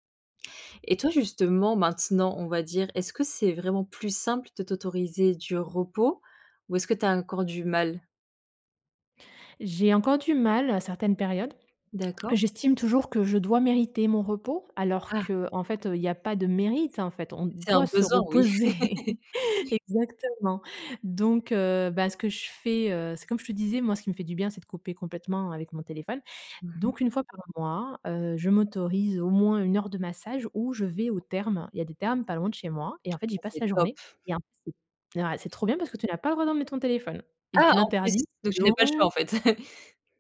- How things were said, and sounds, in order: other background noise; chuckle; laugh; other noise; stressed: "Ah"; stressed: "donc"; chuckle
- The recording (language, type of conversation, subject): French, podcast, Comment éviter de culpabiliser quand on se repose ?